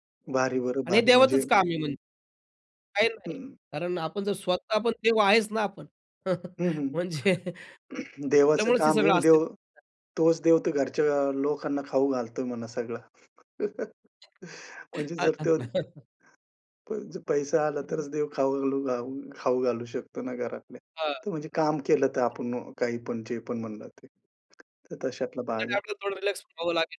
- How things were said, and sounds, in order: other background noise; other noise; chuckle; throat clearing; unintelligible speech; chuckle; laughing while speaking: "हां, हां"; chuckle
- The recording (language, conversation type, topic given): Marathi, podcast, तुझ्या रोजच्या धावपळीत तू स्वतःसाठी वेळ कसा काढतोस?